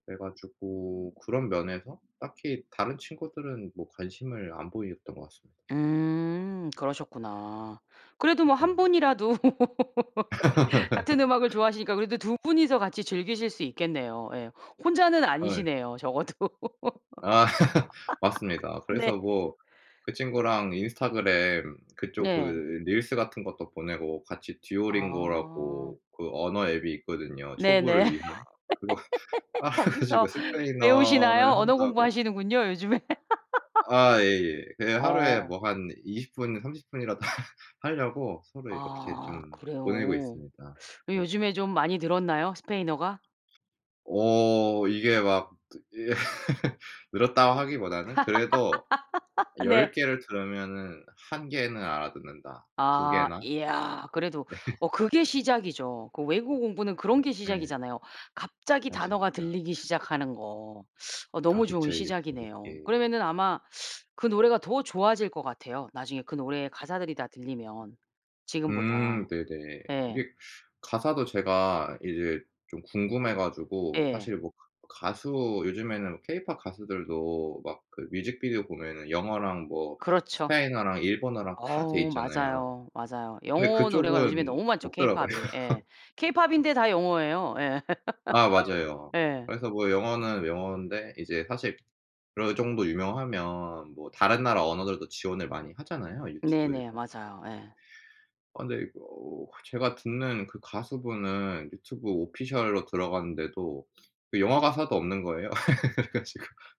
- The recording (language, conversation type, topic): Korean, podcast, 요즘 음악 취향이 어떻게 달라졌나요?
- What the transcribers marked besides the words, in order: other background noise; laugh; tapping; laugh; laughing while speaking: "적어도"; chuckle; chuckle; laughing while speaking: "그거 깔아 가지고"; laughing while speaking: "요즘에"; chuckle; laugh; laugh; laugh; laughing while speaking: "네"; laughing while speaking: "네"; laughing while speaking: "없더라고요"; laugh; laugh; laughing while speaking: "그래 가지고"